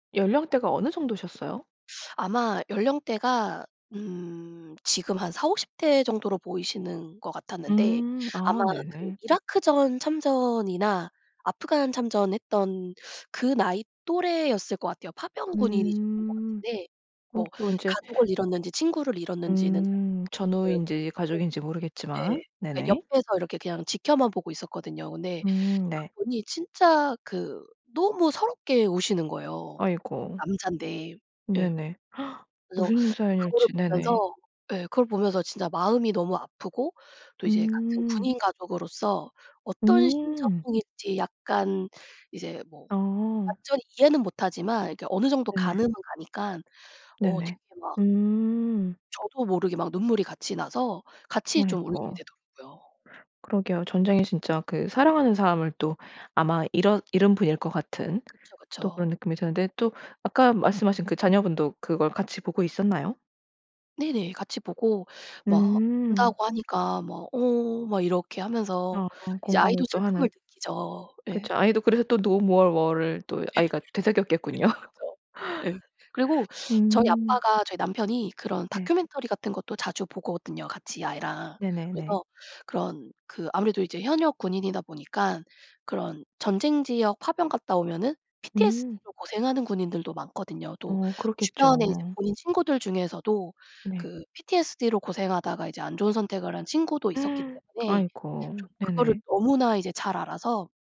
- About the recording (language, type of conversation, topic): Korean, podcast, 그곳에 서서 역사를 실감했던 장소가 있다면, 어디인지 이야기해 주실래요?
- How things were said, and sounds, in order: tapping; other background noise; unintelligible speech; gasp; in English: "'No more war.'를"; laugh; teeth sucking; laughing while speaking: "되새겼겠군요"; laugh; gasp